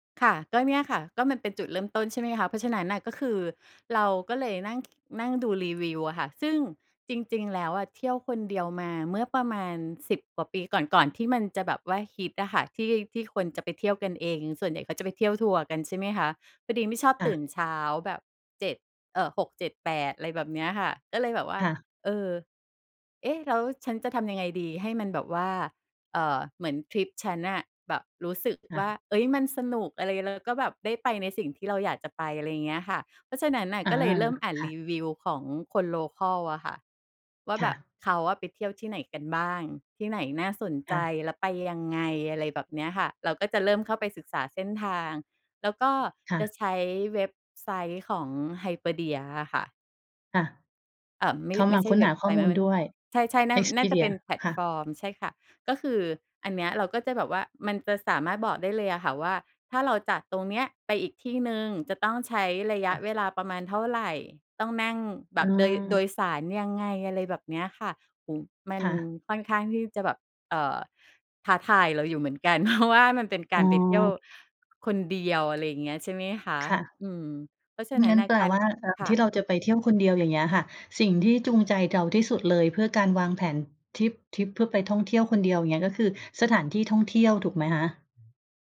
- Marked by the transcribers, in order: other background noise; in English: "โลคัล"; laughing while speaking: "เพราะว่า"; tapping; "เรา" said as "เจา"
- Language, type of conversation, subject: Thai, podcast, คุณควรเริ่มวางแผนทริปเที่ยวคนเดียวยังไงก่อนออกเดินทางจริง?